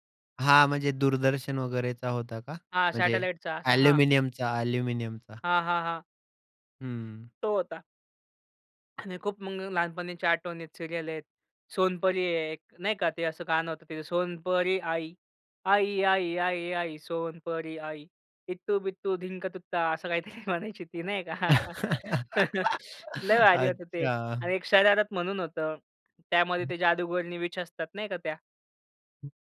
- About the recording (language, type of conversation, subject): Marathi, podcast, बालपणी तुमचा आवडता दूरदर्शनवरील कार्यक्रम कोणता होता?
- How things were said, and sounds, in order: in English: "सॅटेलाइटचा"; in English: "सीरियल"; singing: "सोनपरी आई, आई, आई , आई , आई सोनपरी आई इत्तू बित्तू धिंक तुत्ता"; in Hindi: "सोनपरी आई, आई, आई , आई , आई सोनपरी आई इत्तू बित्तू धिंक तुत्ता"; laughing while speaking: "काही तरी म्हणायची ती, नाही का?"; laugh; tapping; other background noise; in English: "विच"